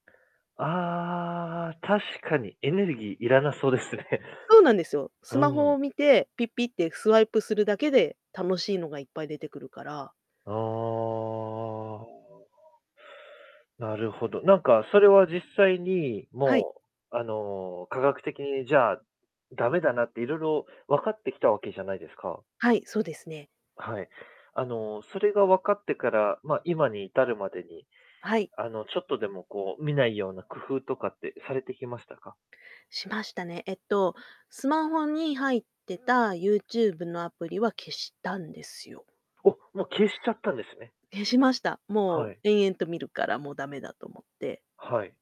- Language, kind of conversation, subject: Japanese, podcast, 短尺動画の流行は注意力に影響するとお考えですか？
- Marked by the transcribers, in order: laughing while speaking: "ですね"; drawn out: "ああ"